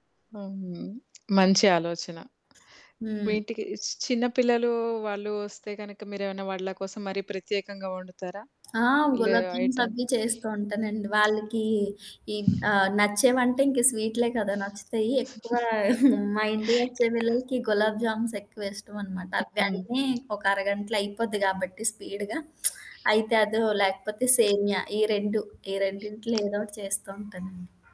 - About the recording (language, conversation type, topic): Telugu, podcast, అతిథుల కోసం వంట చేసేటప్పుడు మీరు ప్రత్యేకంగా ఏం చేస్తారు?
- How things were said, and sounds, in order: other background noise; in English: "గులాబ్ జామ్స్"; in English: "ఐటమ్"; tapping; giggle; in English: "గులాబ్ జామ్స్"; in English: "స్పీడ్‌గా"; lip smack